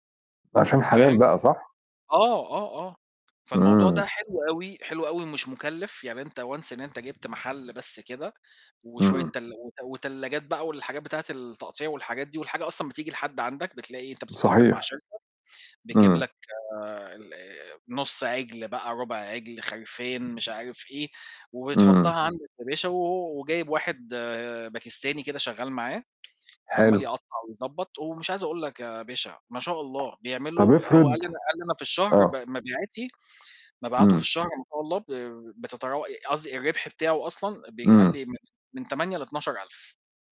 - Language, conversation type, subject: Arabic, unstructured, إيه أكتر حاجة بتخليك تحس بالفخر بنفسك؟
- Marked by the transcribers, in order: in English: "once"; tapping; tsk